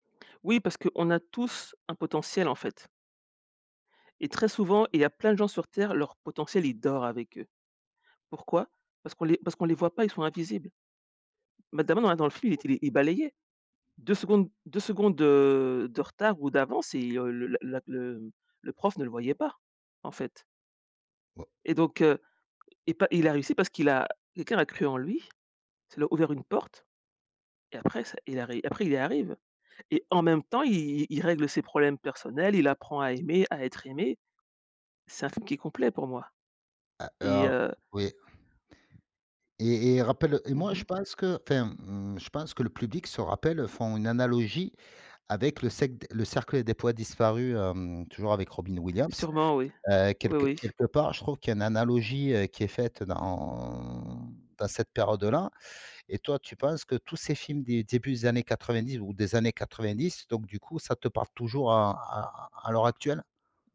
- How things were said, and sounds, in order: other background noise; tapping; drawn out: "en"
- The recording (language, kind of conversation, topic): French, podcast, Pourquoi aimons-nous tant la nostalgie dans les séries et les films ?